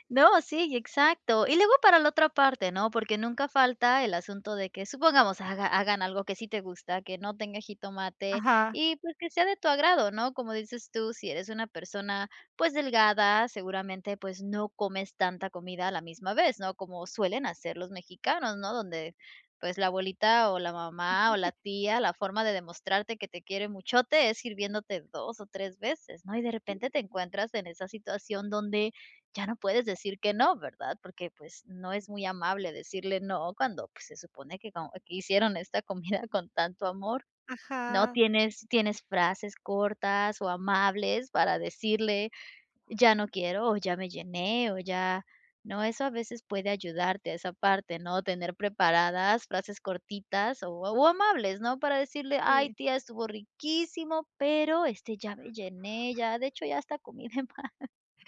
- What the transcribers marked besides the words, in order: laugh; other background noise; laugh
- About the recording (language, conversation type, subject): Spanish, advice, ¿Cómo puedo manejar la presión social cuando como fuera?